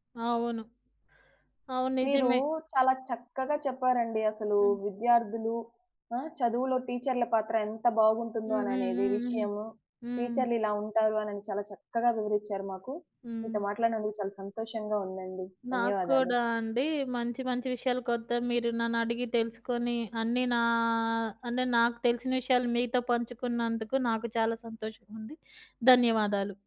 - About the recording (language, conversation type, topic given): Telugu, podcast, విద్యలో టీచర్ల పాత్ర నిజంగా ఎంత కీలకమని మీకు అనిపిస్తుంది?
- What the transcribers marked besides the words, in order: drawn out: "నా"